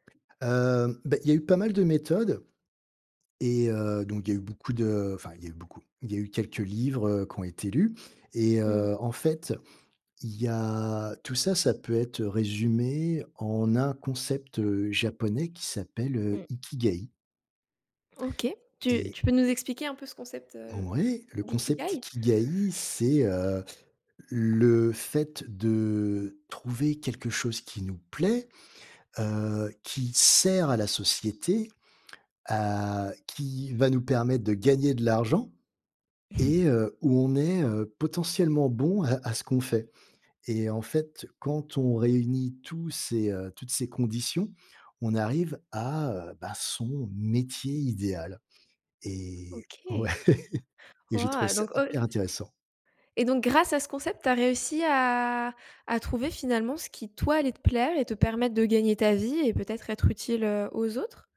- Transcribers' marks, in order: other background noise; tapping; chuckle; stressed: "métier"; laughing while speaking: "ouais"; stressed: "grâce"
- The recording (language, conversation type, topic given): French, podcast, Peux-tu raconter un tournant important dans ta carrière ?
- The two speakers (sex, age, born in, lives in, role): female, 25-29, France, France, host; male, 45-49, France, France, guest